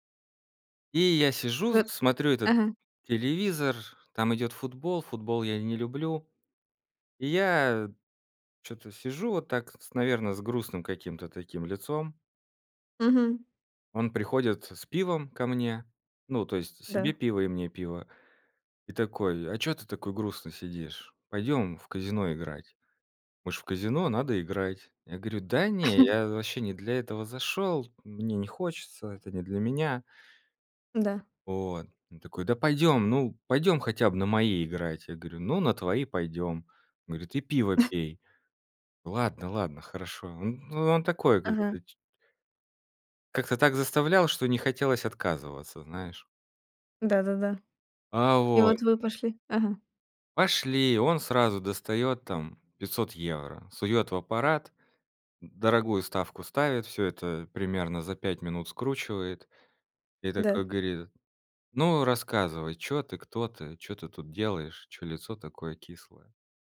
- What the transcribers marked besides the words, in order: chuckle; chuckle; other background noise
- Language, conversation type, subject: Russian, podcast, Какая случайная встреча перевернула твою жизнь?